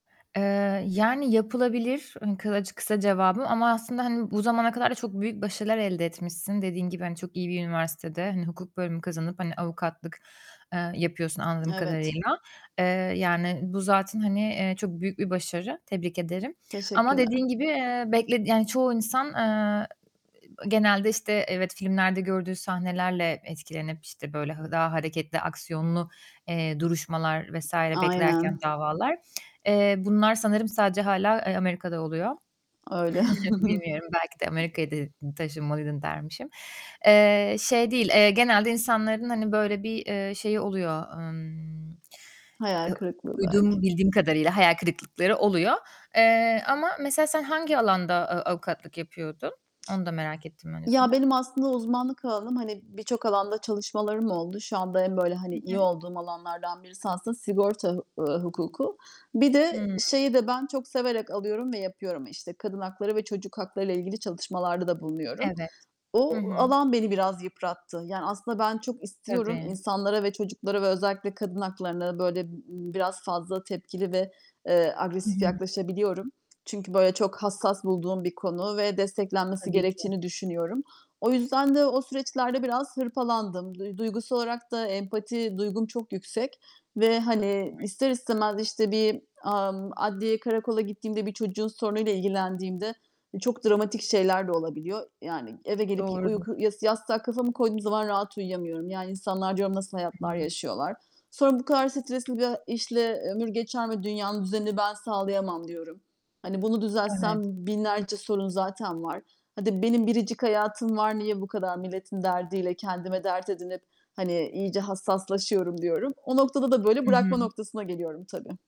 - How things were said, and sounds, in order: other background noise; distorted speech; static; chuckle
- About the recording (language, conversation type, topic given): Turkish, advice, Kariyerim kişisel değerlerimle gerçekten uyumlu mu ve bunu nasıl keşfedebilirim?